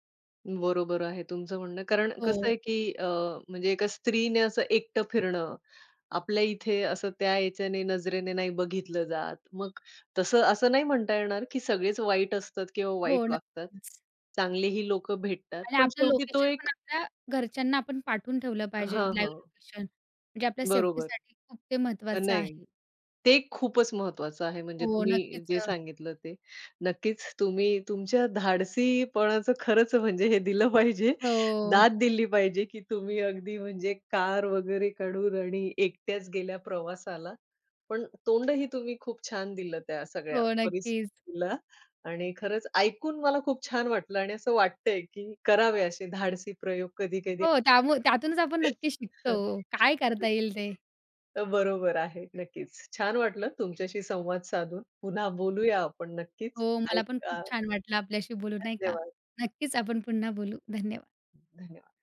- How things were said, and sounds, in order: in English: "लोकेशन"; in English: "लाईव्ह लोकेशन"; in English: "सेफ्टीसाठी"; laughing while speaking: "दिलं पाहिजे"; other background noise; unintelligible speech
- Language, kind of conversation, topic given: Marathi, podcast, एकट्याने प्रवास करताना तुम्हाला स्वतःबद्दल काय नवीन कळले?